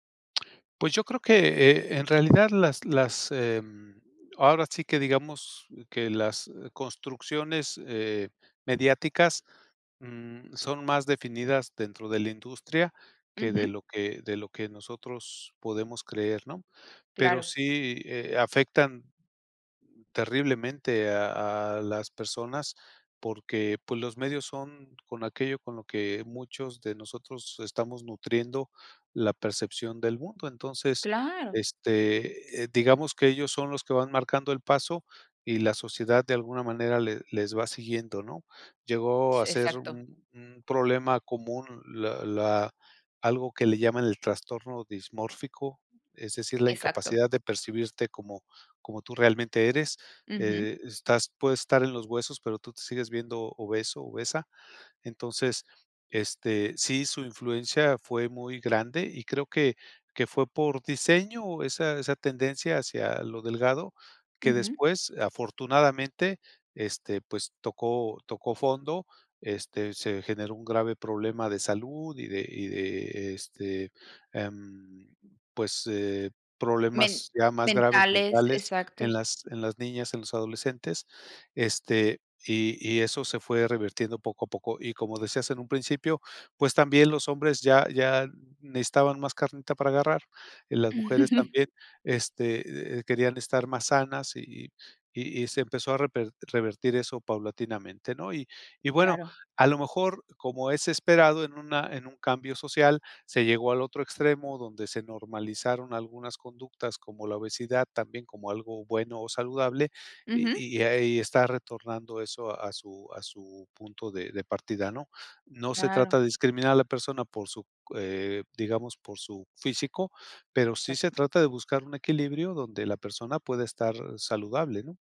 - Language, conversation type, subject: Spanish, podcast, ¿Cómo afecta la publicidad a la imagen corporal en los medios?
- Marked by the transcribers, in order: other background noise; tapping; chuckle